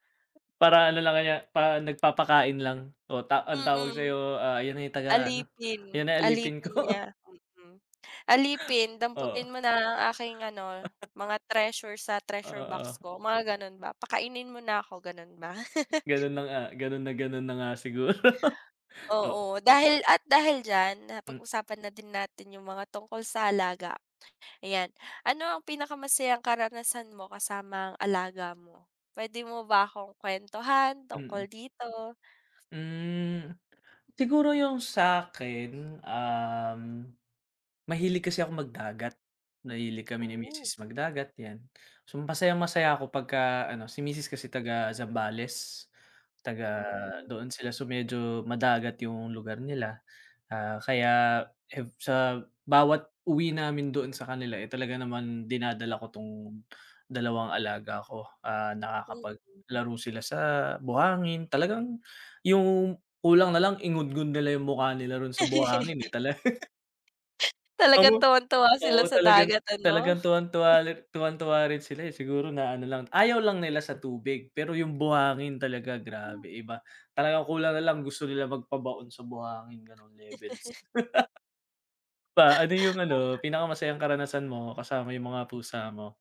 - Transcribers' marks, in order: other background noise; tapping; laughing while speaking: "ko"; chuckle; other noise; chuckle; laughing while speaking: "siguro"; laugh; laughing while speaking: "talaga"; chuckle; chuckle; laugh
- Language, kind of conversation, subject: Filipino, unstructured, Ano ang pinaka-masayang karanasan mo kasama ang iyong alaga?